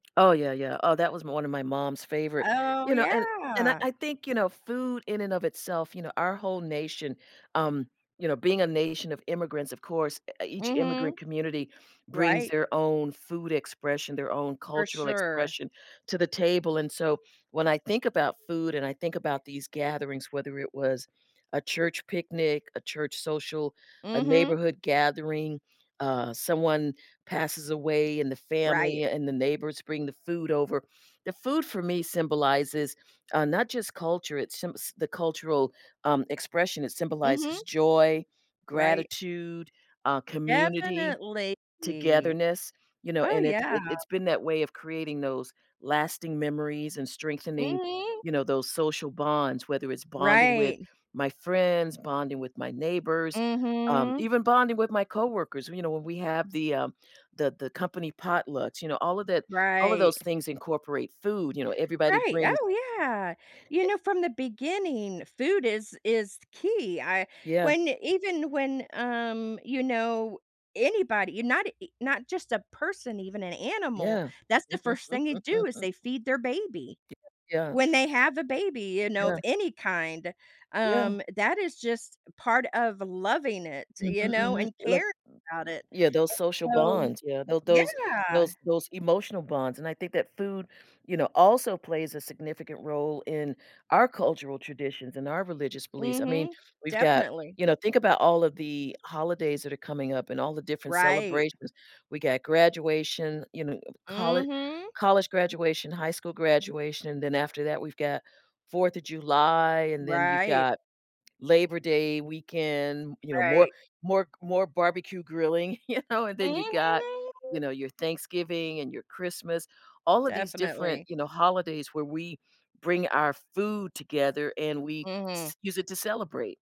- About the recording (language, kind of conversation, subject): English, unstructured, What can we learn about a culture by exploring its traditional foods and eating habits?
- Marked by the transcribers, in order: drawn out: "Definitely"; laugh; laughing while speaking: "you know"; drawn out: "Mhm"